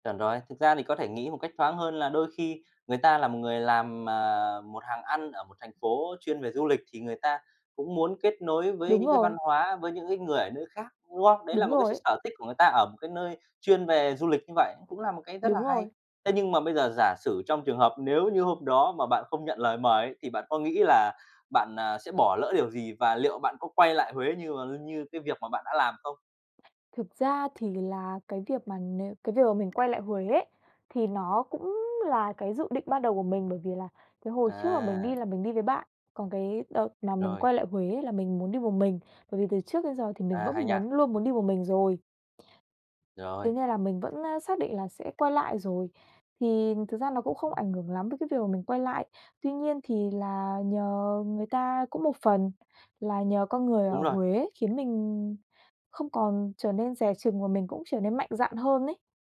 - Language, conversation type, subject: Vietnamese, podcast, Bạn có thể kể về lần bạn được người lạ mời ăn cùng không?
- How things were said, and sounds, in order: other background noise; tapping; other noise